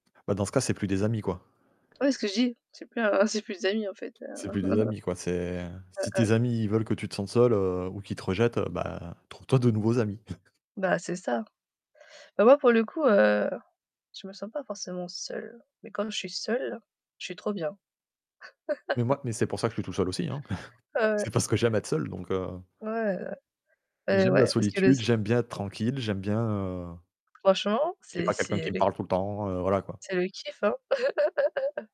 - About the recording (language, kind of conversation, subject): French, unstructured, Comment réagis-tu quand tu te sens seul au quotidien ?
- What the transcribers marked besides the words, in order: static; tapping; laugh; distorted speech; chuckle; laugh; chuckle; other background noise; laugh